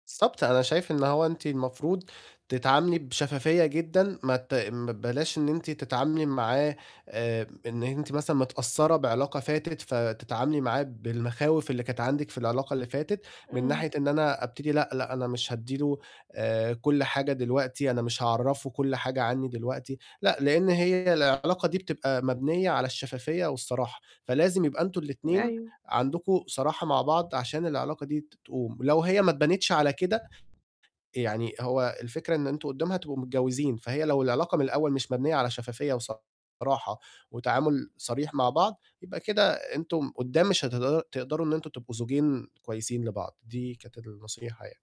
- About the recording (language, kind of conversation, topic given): Arabic, advice, إزاي أتعامل مع إحساس عدم اليقين في بداية علاقة رومانسية؟
- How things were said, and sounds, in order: tapping; distorted speech